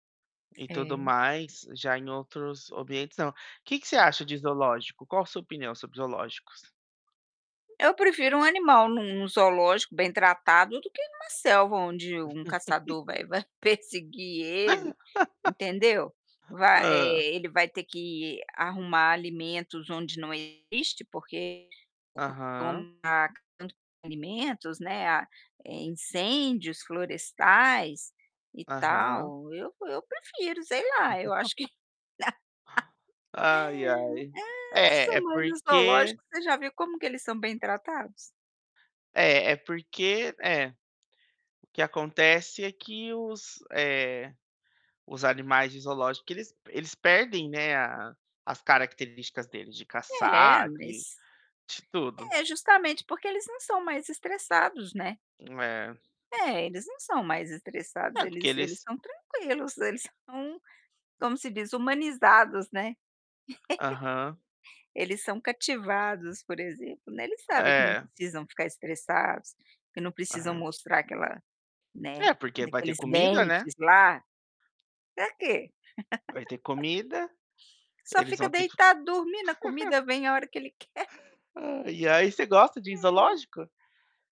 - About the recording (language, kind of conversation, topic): Portuguese, unstructured, Quais são os efeitos da exposição a ambientes estressantes na saúde emocional dos animais?
- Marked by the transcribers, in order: tapping; other background noise; laugh; laugh; laughing while speaking: "vai perseguir ele"; distorted speech; unintelligible speech; laugh; giggle; laugh; laugh; laughing while speaking: "quer"